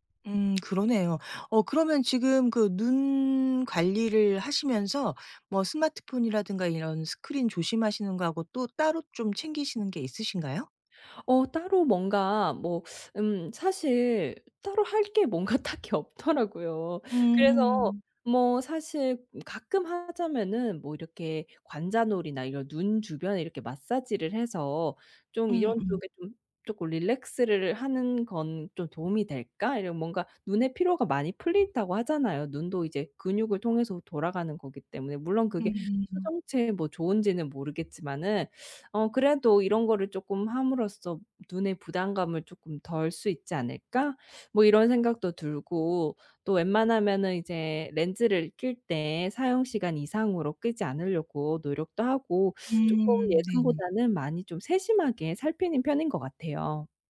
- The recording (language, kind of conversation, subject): Korean, advice, 건강 문제 진단 후 생활습관을 어떻게 바꾸고 계시며, 앞으로 어떤 점이 가장 불안하신가요?
- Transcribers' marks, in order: tapping; laughing while speaking: "뭔가 딱히 없더라고요"; other background noise